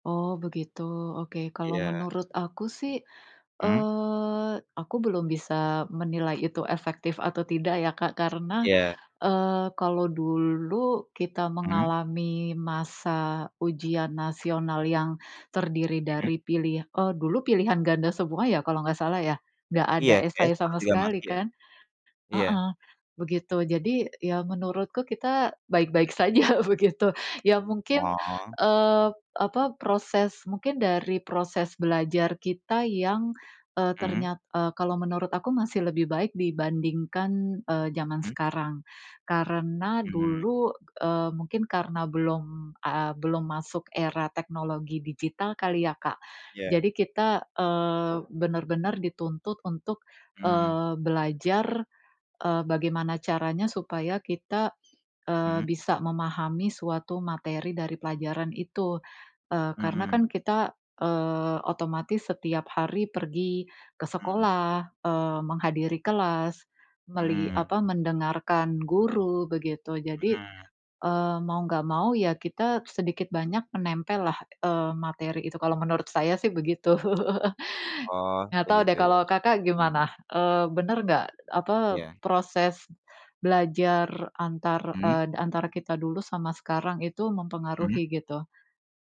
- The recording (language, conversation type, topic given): Indonesian, unstructured, Apakah sekolah terlalu fokus pada hasil ujian dibandingkan proses belajar?
- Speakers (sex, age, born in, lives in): female, 40-44, Indonesia, Indonesia; male, 20-24, Indonesia, Indonesia
- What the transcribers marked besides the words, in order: other background noise; drawn out: "eee"; laughing while speaking: "saja begitu"; tapping; laugh